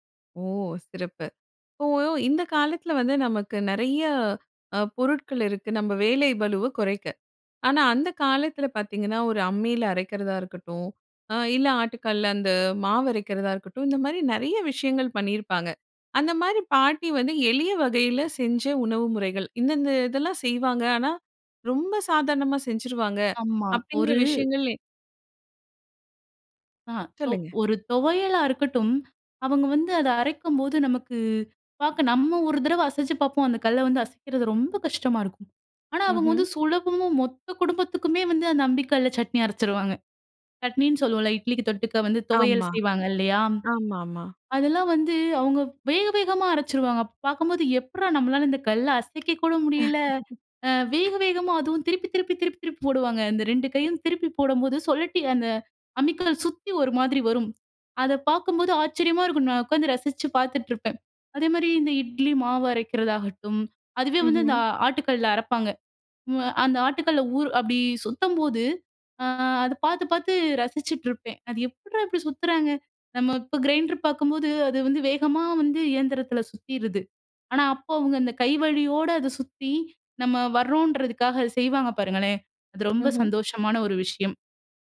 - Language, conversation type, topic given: Tamil, podcast, பாட்டி சமையல் செய்யும்போது உங்களுக்கு மறக்க முடியாத பரபரப்பான சம்பவம் ஒன்றைச் சொல்ல முடியுமா?
- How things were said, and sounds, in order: laugh